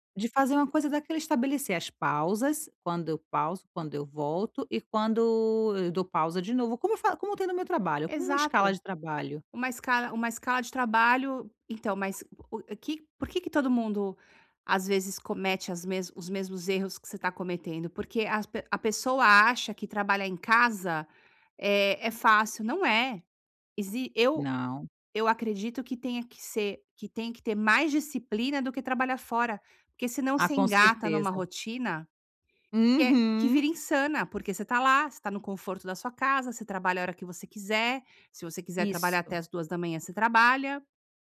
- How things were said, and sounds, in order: none
- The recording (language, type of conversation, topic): Portuguese, advice, Como posso criar uma rotina diária de descanso sem sentir culpa?